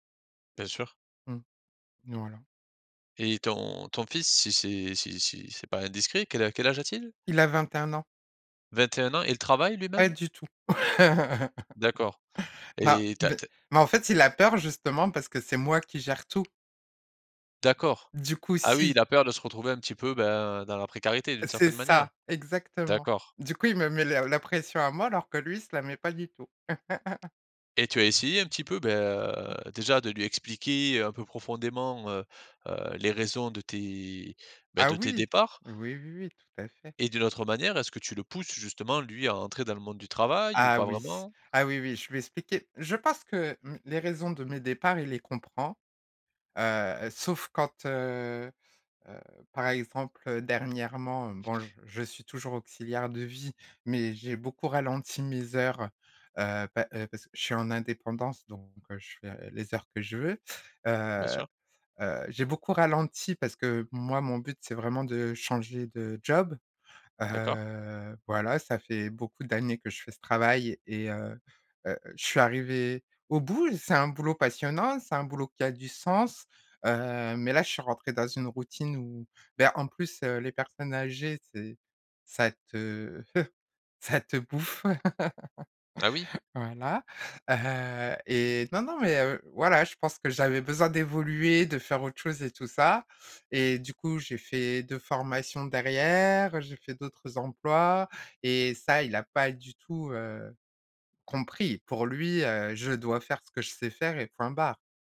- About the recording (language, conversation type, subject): French, podcast, Qu’est-ce qui te ferait quitter ton travail aujourd’hui ?
- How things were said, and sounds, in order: laugh; tapping; other background noise; chuckle; drawn out: "bah"; drawn out: "Heu"; stressed: "bout"; chuckle; laugh; stressed: "derrière"